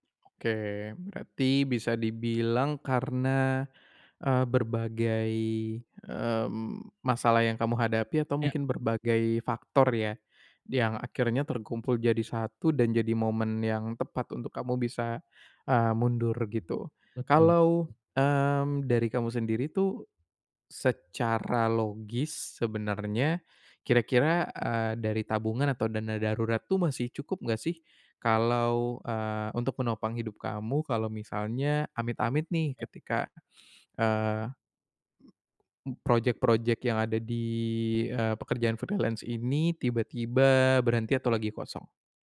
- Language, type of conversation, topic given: Indonesian, advice, Bagaimana cara mengatasi keraguan dan penyesalan setelah mengambil keputusan?
- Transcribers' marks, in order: tapping; other background noise; in English: "freelance"